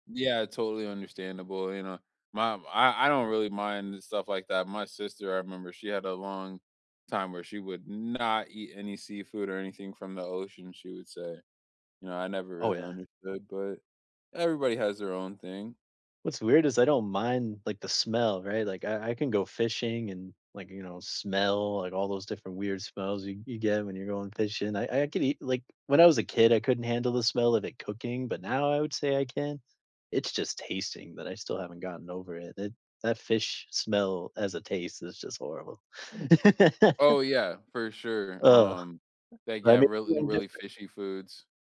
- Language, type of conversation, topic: English, unstructured, What is the grossest thing you have eaten just to be polite?
- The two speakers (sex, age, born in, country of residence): male, 25-29, United States, United States; male, 25-29, United States, United States
- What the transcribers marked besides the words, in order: stressed: "not"; laugh; unintelligible speech